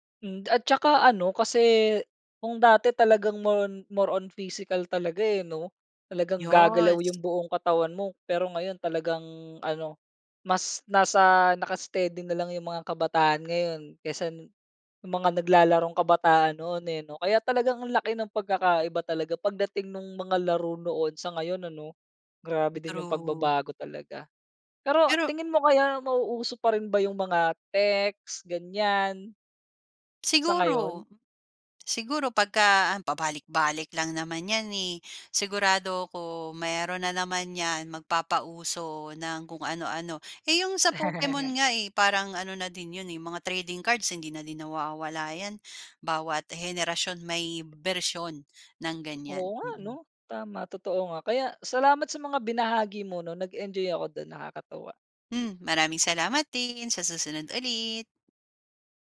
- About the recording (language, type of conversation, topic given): Filipino, podcast, Ano ang paborito mong laro noong bata ka?
- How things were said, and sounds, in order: in English: "more on more on physical"; "Yes" said as "yos"; in English: "trading cards"